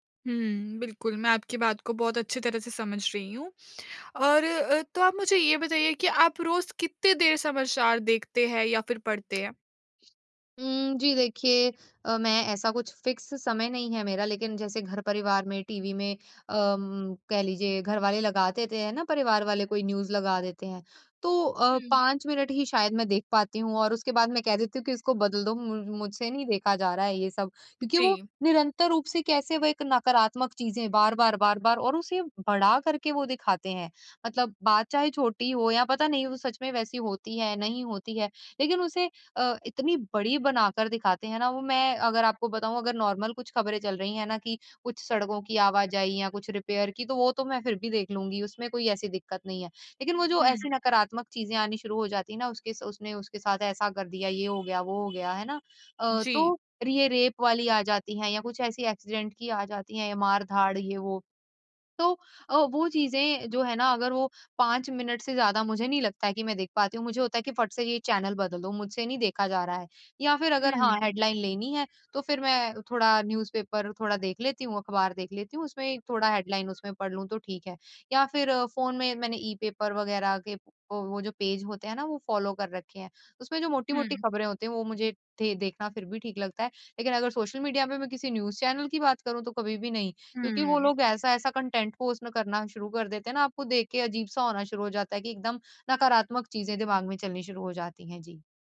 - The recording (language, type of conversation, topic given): Hindi, advice, दुनिया की खबरों से होने वाली चिंता को मैं कैसे संभालूँ?
- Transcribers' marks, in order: tapping; in English: "फ़िक्स"; in English: "न्यूज़"; in English: "नॉर्मल"; in English: "रिपेयर"; horn; in English: "रेप"; in English: "एक्सीडेंट"; in English: "हेडलाइन"; in English: "न्यूज़ पेपर"; in English: "हेडलाइन"; in English: "ई पेपर"; in English: "फ़ॉलो"; in English: "न्यूज़ चैनल"; in English: "कंटेंट पोस्ट"